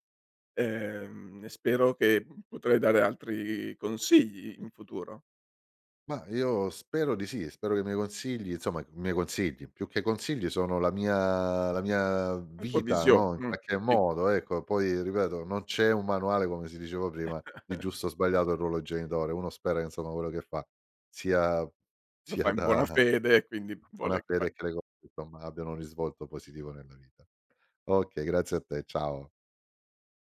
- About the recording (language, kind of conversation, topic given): Italian, podcast, Com'è cambiato il rapporto tra genitori e figli rispetto al passato?
- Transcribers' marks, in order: chuckle